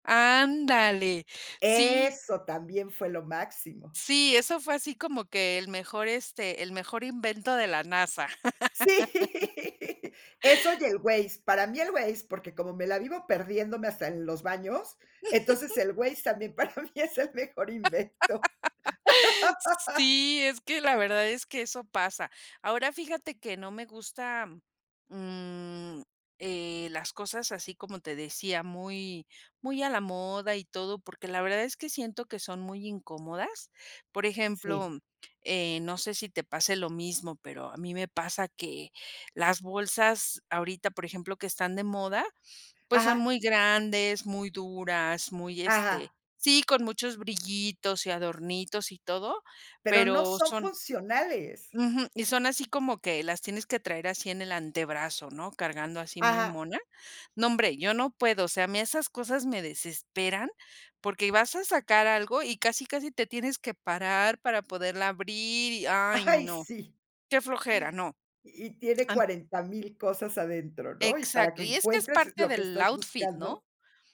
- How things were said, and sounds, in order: laughing while speaking: "Sí"; laugh; chuckle; laugh; laughing while speaking: "para mí es el mejor invento"; laugh
- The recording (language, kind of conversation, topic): Spanish, podcast, ¿Qué ropa te hace sentir más como tú?